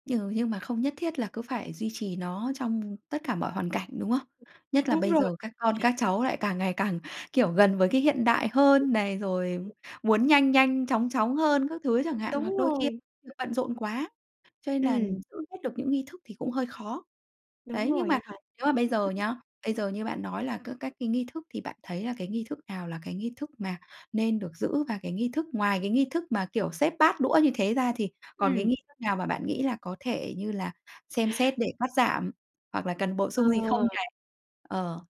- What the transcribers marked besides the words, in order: other background noise; unintelligible speech; unintelligible speech
- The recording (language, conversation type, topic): Vietnamese, podcast, Nghi thức nhỏ của gia đình bạn trước khi ăn cơm là gì?
- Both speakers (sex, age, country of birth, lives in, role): female, 20-24, Vietnam, Vietnam, guest; female, 35-39, Vietnam, Vietnam, host